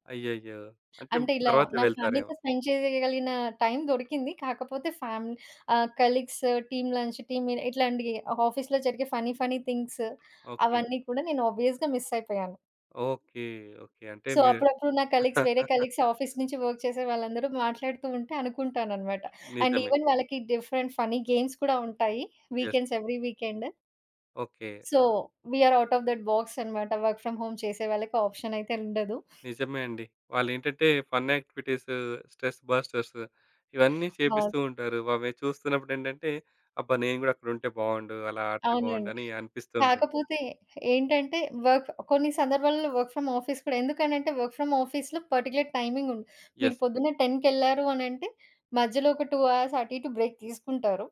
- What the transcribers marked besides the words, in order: other background noise; in English: "ఫ్యామిలీ‌తో స్పెండ్"; in English: "కలీగ్స్, టీమ్ లంచ్, టీమ్ మీట్"; in English: "ఆఫీస్‌లో"; in English: "ఫన్నీ ఫన్నీ థింగ్స్"; in English: "ఆబ్వియస్‌గా"; in English: "సో"; in English: "కొలీగ్స్"; in English: "కొలీగ్స్ ఆఫీస్"; laugh; in English: "వర్క్"; in English: "అండ్ ఈవెన్"; in English: "డిఫరెంట్ ఫన్నీ గేమ్స్"; in English: "వీకెండ్స్, ఎవ్రీ"; in English: "యెస్"; in English: "సో, వి ఆర్ ఔట్ ఆఫ్ దట్"; in English: "వర్క్ ఫ్రం హోమ్"; in English: "ఆప్షన్"; in English: "ఫన్"; in English: "స్ట్రెస్"; in English: "వర్క్"; in English: "వర్క్ ఫ్రం ఆఫీస్"; in English: "వర్క్ ఫ్రం ఆఫీస్‌లో పర్టిక్యులర్ టైమింగ్"; in English: "యెస్"; in English: "టెన్ కెళ్లారు"; in English: "టూ అవర్స్"; in English: "బ్రేక్"
- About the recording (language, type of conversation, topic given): Telugu, podcast, ఇంటినుంచి పని చేసే అనుభవం మీకు ఎలా ఉంది?